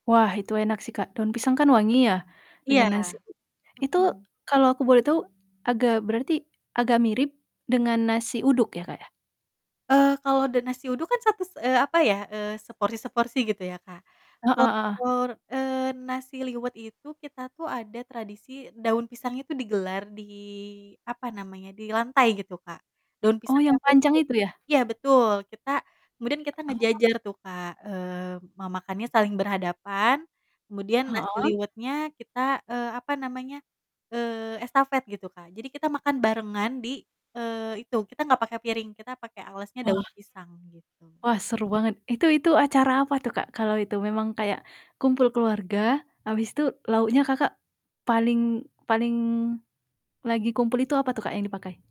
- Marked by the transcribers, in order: static; distorted speech; mechanical hum; unintelligible speech; other background noise
- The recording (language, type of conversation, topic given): Indonesian, podcast, Bagaimana cara kamu memasak untuk banyak orang agar tetap hemat tetapi rasanya tetap enak?